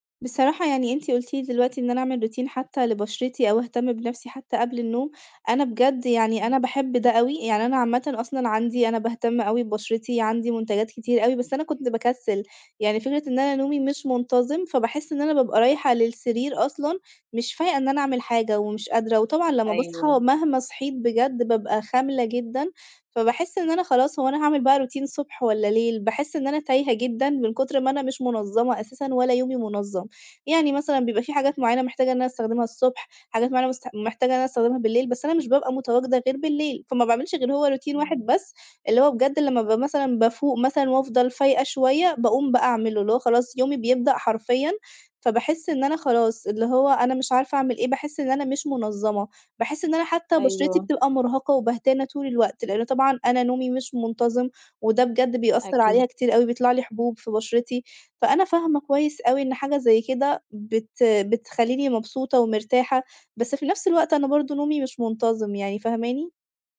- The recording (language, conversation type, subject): Arabic, advice, ازاي اقدر انام كويس واثبت على ميعاد نوم منتظم؟
- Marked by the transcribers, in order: none